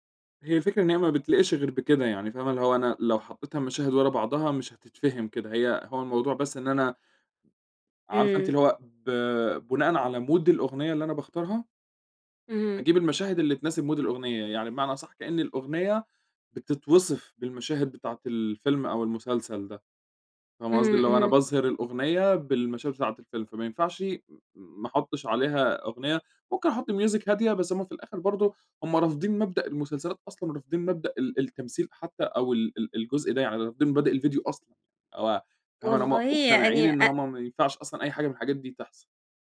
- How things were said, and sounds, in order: in English: "mood"; in English: "mood"; in English: "music"
- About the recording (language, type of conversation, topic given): Arabic, advice, إزاي أقدر أتغلّب على خوفي من النقد اللي بيمنعني أكمّل شغلي الإبداعي؟